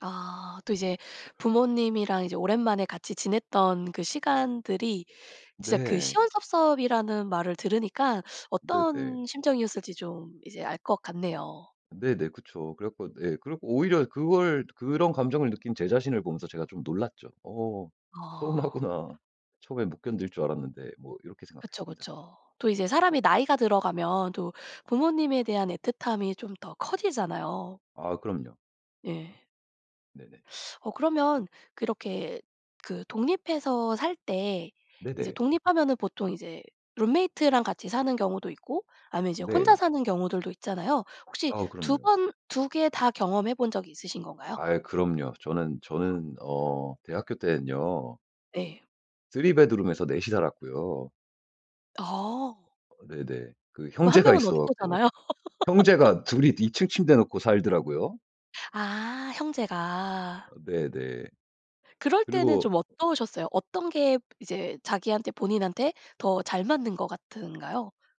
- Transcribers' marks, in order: laughing while speaking: "서운하구나"; other background noise; in English: "쓰리 베드룸에서"; laugh; inhale
- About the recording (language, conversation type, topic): Korean, podcast, 집을 떠나 독립했을 때 기분은 어땠어?